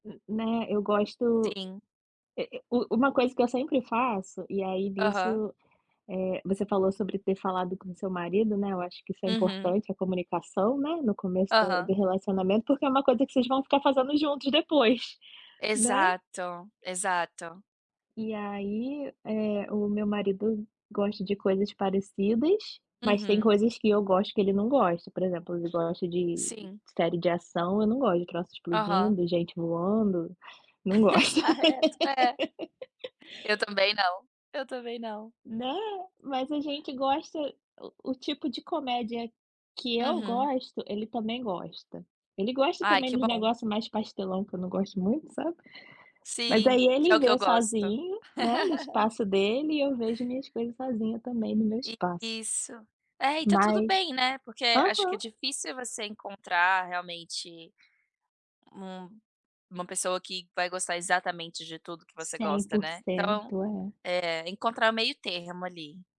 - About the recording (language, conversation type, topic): Portuguese, unstructured, Como você decide entre ler um livro e assistir a uma série?
- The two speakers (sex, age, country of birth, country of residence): female, 30-34, Brazil, United States; female, 30-34, Brazil, United States
- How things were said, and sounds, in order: other noise; tapping; laughing while speaking: "depois"; laughing while speaking: "Exato"; laugh; laugh